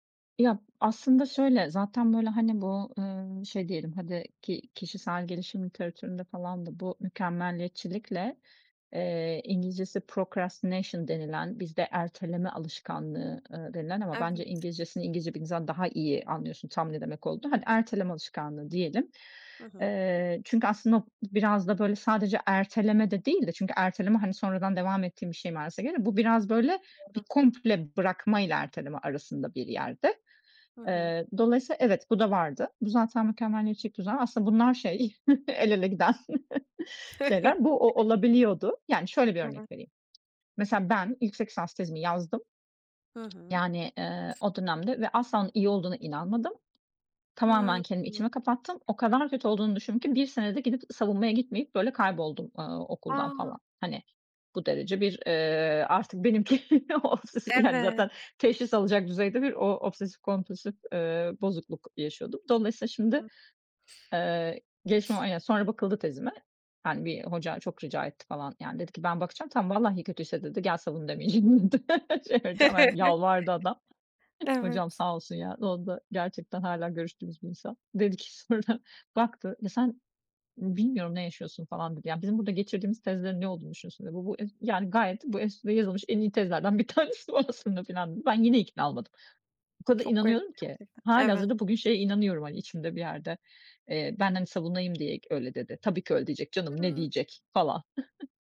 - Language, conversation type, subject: Turkish, podcast, Hatalardan ders çıkarmak için hangi soruları sorarsın?
- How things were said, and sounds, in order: in English: "procrastination"; chuckle; tapping; chuckle; other background noise; laughing while speaking: "benimki obsesif"; laughing while speaking: "demeyeceğim. dedi şey vereceğim. Hani, yalvardı adam"; chuckle; laughing while speaking: "sonra"; laughing while speaking: "bir tanesi bu aslında"; chuckle